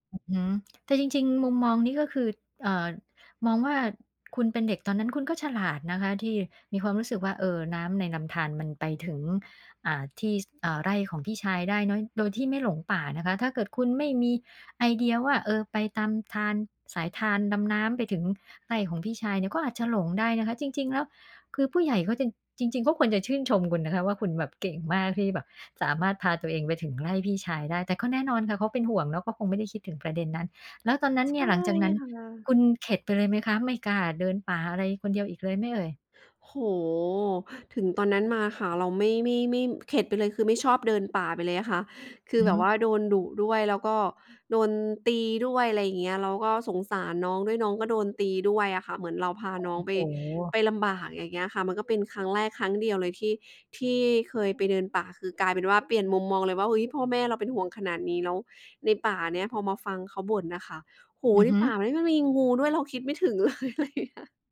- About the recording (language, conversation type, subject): Thai, podcast, ช่วยเล่าเรื่องการเดินป่าที่ทำให้มุมมองต่อชีวิตของคุณเปลี่ยนไปให้ฟังหน่อยได้ไหม?
- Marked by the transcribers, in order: tapping; "เนาะ" said as "น้อย"; other background noise; unintelligible speech; laughing while speaking: "เลย ไรเงี้ย"